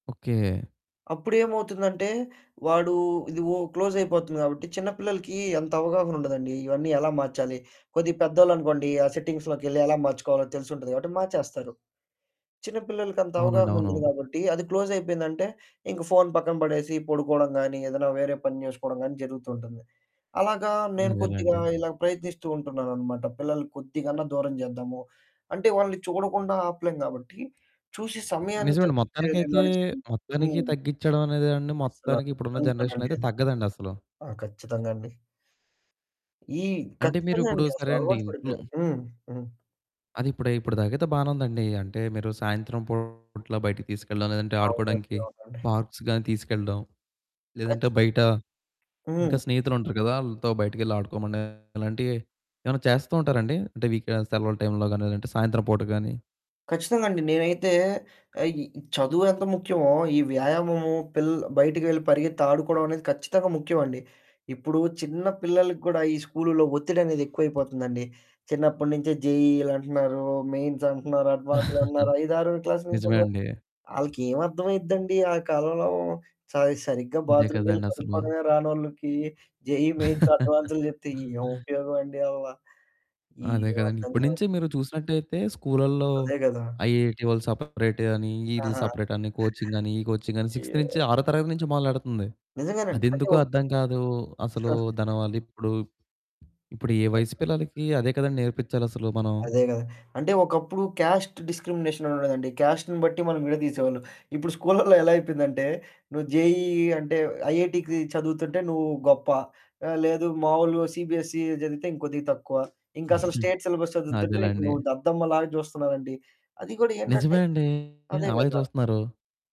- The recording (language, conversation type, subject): Telugu, podcast, మీ పిల్లల స్క్రీన్ సమయాన్ని మీరు ఎలా నియంత్రిస్తారు?
- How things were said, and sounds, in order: in English: "సెట్టింగ్స్‌లోకెళ్లి"; background speech; other background noise; static; in English: "జనరేషన్‌లో"; distorted speech; in English: "పార్క్స్"; in English: "వీకెండ్"; in English: "మెయిన్స్"; chuckle; in English: "జేఈఈ మెయిన్స్"; chuckle; in English: "ఐఐటీ"; in English: "సపరేట్"; in English: "సపరేట్"; in English: "కోచింగ్"; in English: "కోచింగ్"; in English: "సిక్స్‌త్"; chuckle; in English: "క్యాస్ట్ డిస్‌క్రిమినేషన్"; in English: "క్యాస్ట్‌ని"; laughing while speaking: "స్కూళ్ళల్లో"; in English: "జెఈఈ"; in English: "ఐఐటీకి"; in English: "సిబిఎస్ఈ"; chuckle; in English: "స్టేట్ సిలబస్"